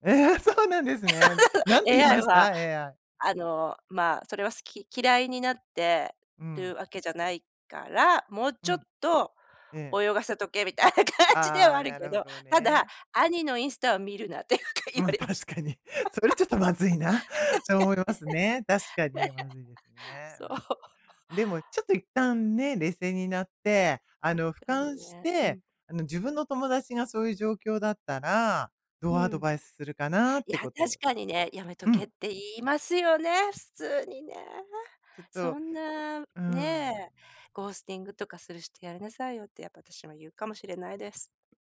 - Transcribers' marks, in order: laugh; laughing while speaking: "みたいな感じではあるけど"; laughing while speaking: "確かに、それちょっとまずいなと思いますね"; laughing while speaking: "か 言われました。 確かにね、ね"; laugh; in English: "ゴースティング"
- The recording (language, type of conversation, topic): Japanese, advice, 失恋のあと、新しい恋を始めるのが不安なときはどうしたらいいですか？